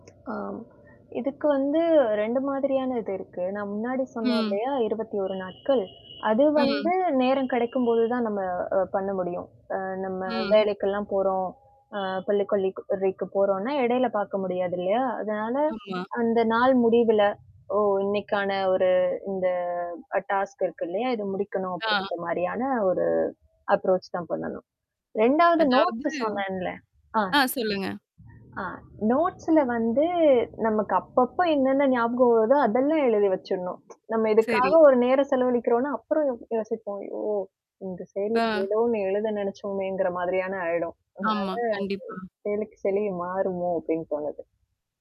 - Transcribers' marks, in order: static; tapping; horn; in English: "டாஸ்க்"; in English: "அப்ரோச்"; distorted speech; in English: "நோட்ஸ்"; in English: "நோட்ஸ்ல"; tsk
- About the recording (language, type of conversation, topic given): Tamil, podcast, உங்களுக்கு அதிகம் உதவிய உற்பத்தித் திறன் செயலிகள் எவை என்று சொல்ல முடியுமா?